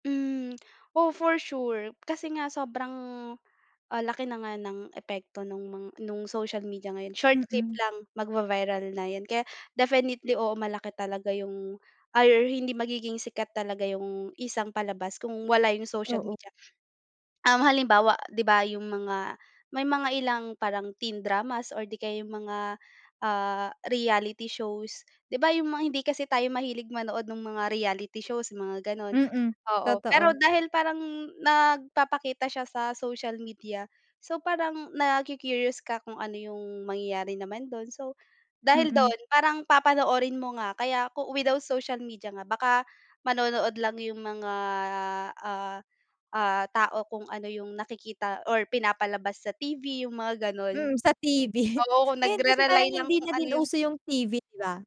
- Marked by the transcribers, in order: none
- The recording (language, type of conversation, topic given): Filipino, podcast, Paano nakaapekto ang midyang panlipunan sa kung aling mga palabas ang patok ngayon?